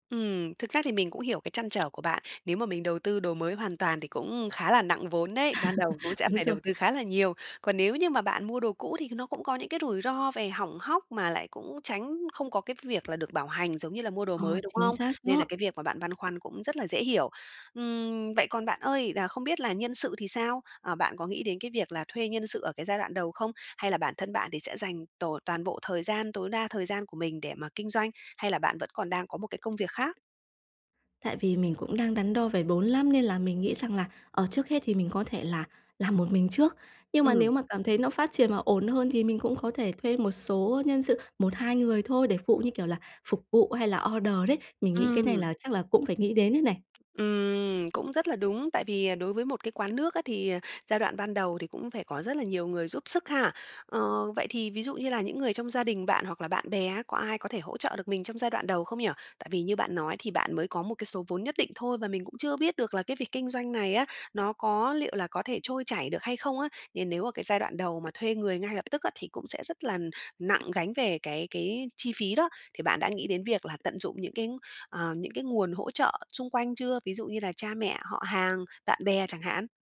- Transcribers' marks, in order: other background noise; chuckle; tapping; in English: "order"
- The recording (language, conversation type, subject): Vietnamese, advice, Làm sao bắt đầu khởi nghiệp khi không có nhiều vốn?